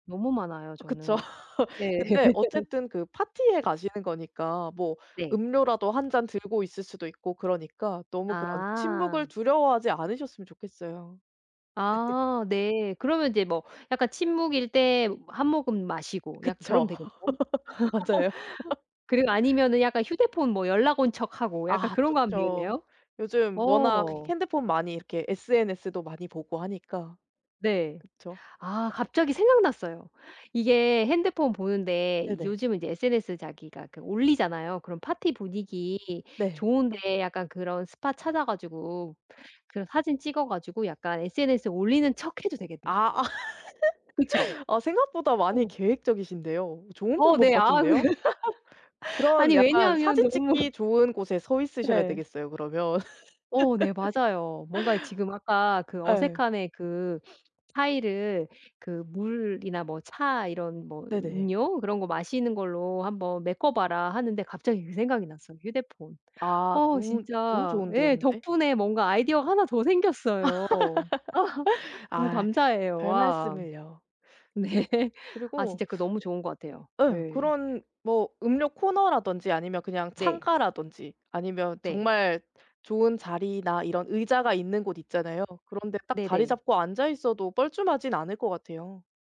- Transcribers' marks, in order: laugh; laugh; tapping; laugh; other noise; laugh; laugh; other background noise; laughing while speaking: "너무"; laugh; sniff; laugh; laughing while speaking: "네"
- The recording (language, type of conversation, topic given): Korean, advice, 파티에서 어색함을 느끼고 사람들과 대화하기 어려울 때 어떻게 하면 좋을까요?
- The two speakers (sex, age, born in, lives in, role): female, 30-34, South Korea, South Korea, advisor; female, 45-49, South Korea, United States, user